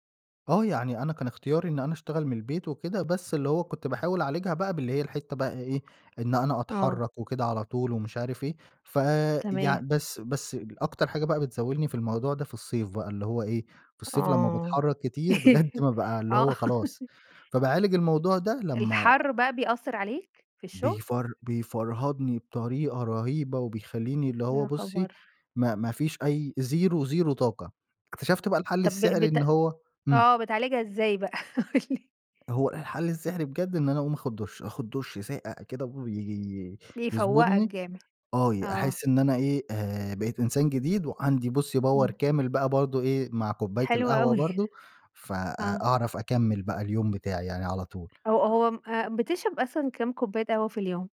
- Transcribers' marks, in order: tapping; laugh; laughing while speaking: "آه"; in English: "زيرو، زيرو"; laughing while speaking: "قُل لي؟"; in English: "power"; laughing while speaking: "أوي"
- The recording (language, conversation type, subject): Arabic, podcast, إزاي بتحافظ على طاقتك طول اليوم؟